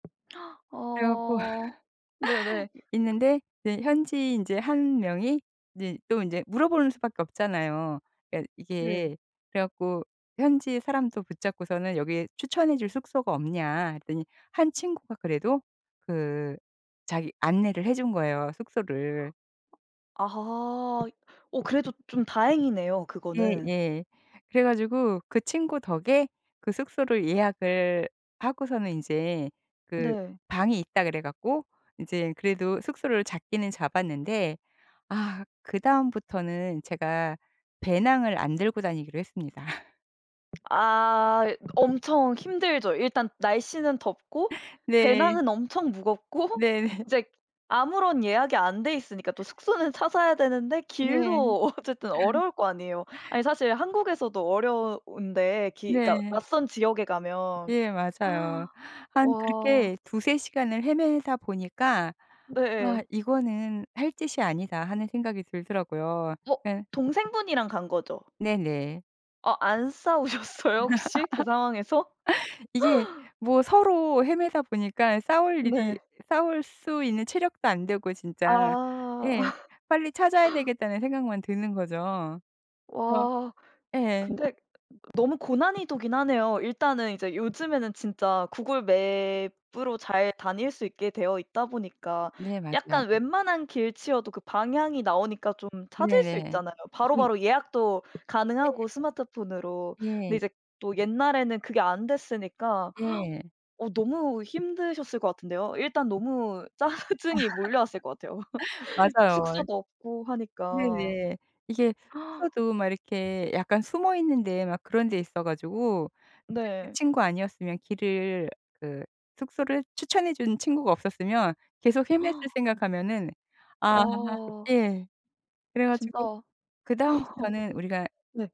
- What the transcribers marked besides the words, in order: tapping; laugh; other background noise; sigh; laughing while speaking: "네"; laughing while speaking: "어쨌든"; laugh; laughing while speaking: "싸우셨어요"; chuckle; laugh; laugh; gasp; laugh; laughing while speaking: "짜증이"; chuckle; inhale; sigh
- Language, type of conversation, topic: Korean, podcast, 여행 중 길을 잃었던 순간 중 가장 기억에 남는 때는 언제였나요?